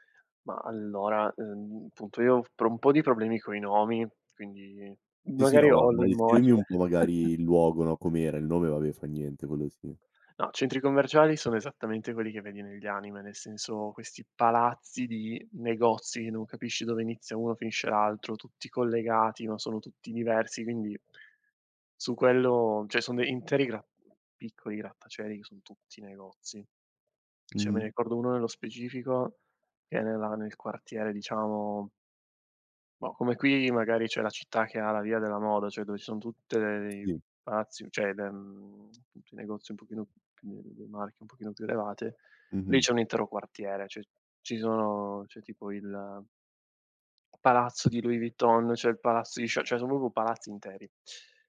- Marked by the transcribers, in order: tapping; "l'immagine" said as "immogine"; laugh; "cioè" said as "ceh"; "Cioè" said as "ceh"; "cioè" said as "ceh"; "proprio" said as "propo"
- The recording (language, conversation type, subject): Italian, podcast, Quale città o paese ti ha fatto pensare «tornerò qui» e perché?